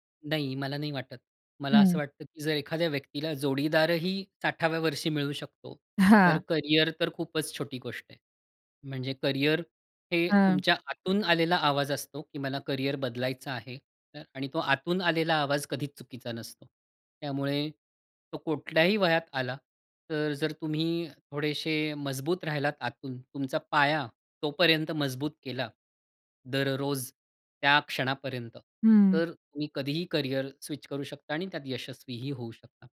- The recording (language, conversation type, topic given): Marathi, podcast, करिअर बदलायचं असलेल्या व्यक्तीला तुम्ही काय सल्ला द्याल?
- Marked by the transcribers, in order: none